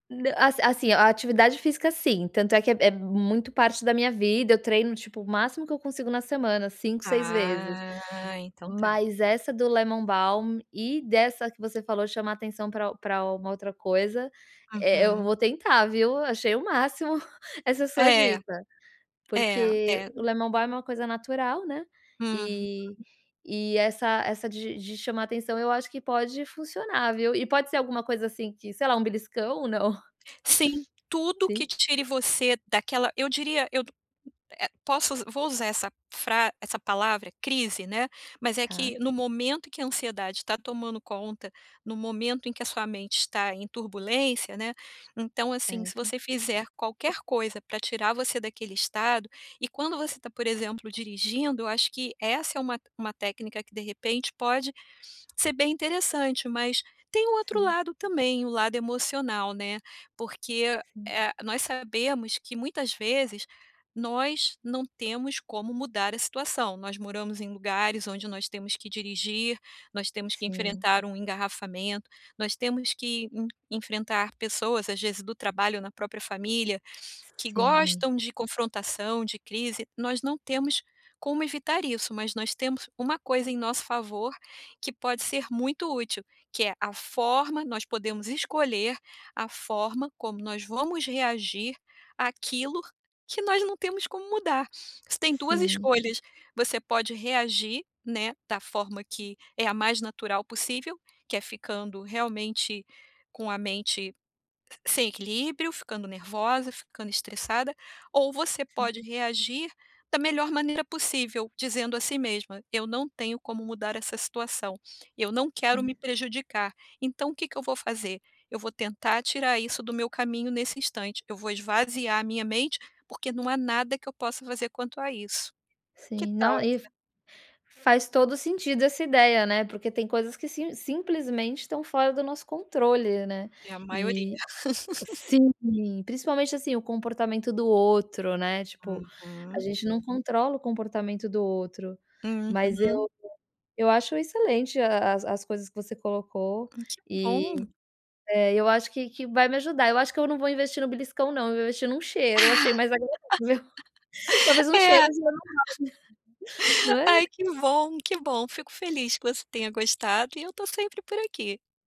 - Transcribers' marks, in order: in English: "lemon balm"; chuckle; in English: "lemon balm"; chuckle; tapping; laugh; laugh; laugh; unintelligible speech
- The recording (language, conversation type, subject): Portuguese, advice, Como posso acalmar a mente rapidamente?